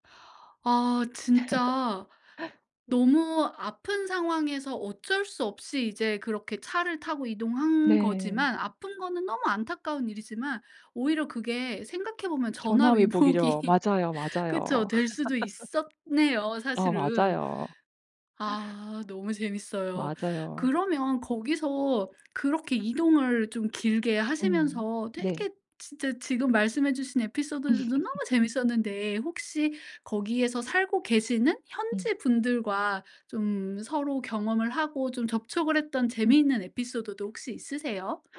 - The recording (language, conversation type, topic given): Korean, podcast, 가장 기억에 남는 여행 이야기를 들려줄래요?
- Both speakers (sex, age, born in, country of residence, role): female, 35-39, South Korea, Sweden, guest; female, 40-44, South Korea, United States, host
- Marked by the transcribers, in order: laugh; laughing while speaking: "전화위복이"; laugh; laugh